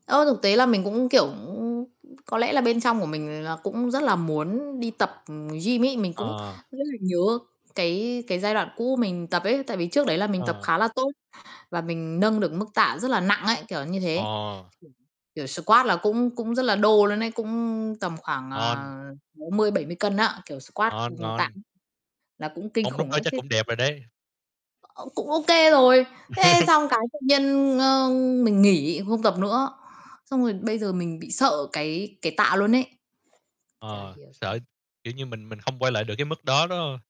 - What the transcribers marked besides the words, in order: "cũng" said as "ữm"; other noise; tapping; distorted speech; unintelligible speech; in English: "squat"; in English: "squat"; other background noise; static; laugh; unintelligible speech
- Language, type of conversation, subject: Vietnamese, unstructured, Bạn sẽ thuyết phục ai đó bắt đầu tập thể dục bằng cách nào?